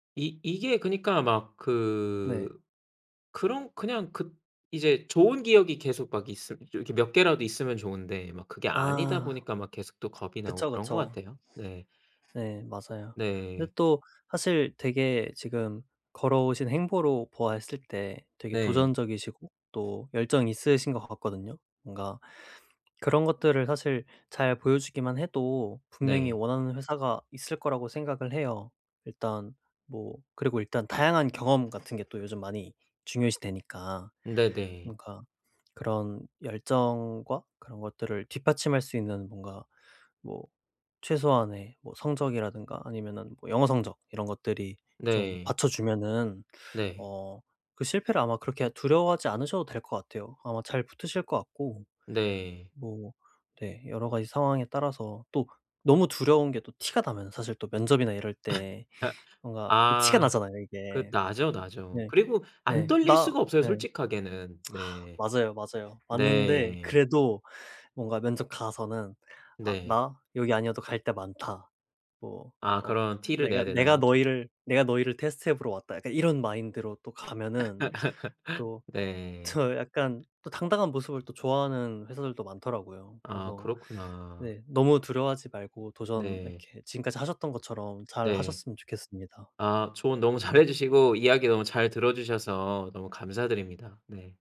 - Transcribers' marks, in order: other background noise; tapping; sniff; laugh; lip smack; laughing while speaking: "더"; laugh; laughing while speaking: "잘해"
- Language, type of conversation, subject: Korean, advice, 실패와 거절이 두려운데 새로운 진로로 어떻게 시작하면 좋을까요?